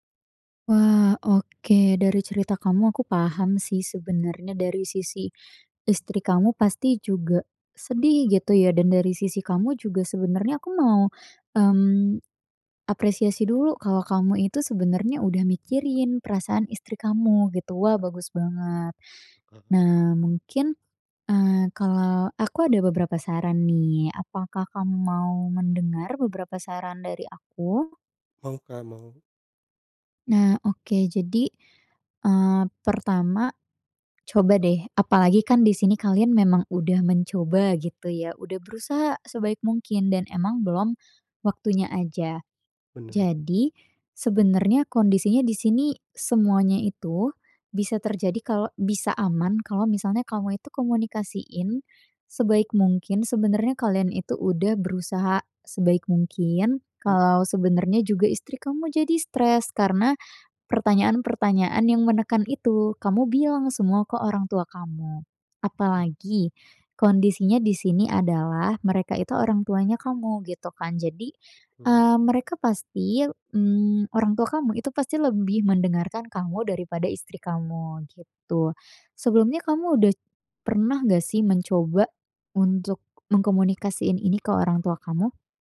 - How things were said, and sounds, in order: none
- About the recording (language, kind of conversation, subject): Indonesian, advice, Apakah Anda diharapkan segera punya anak setelah menikah?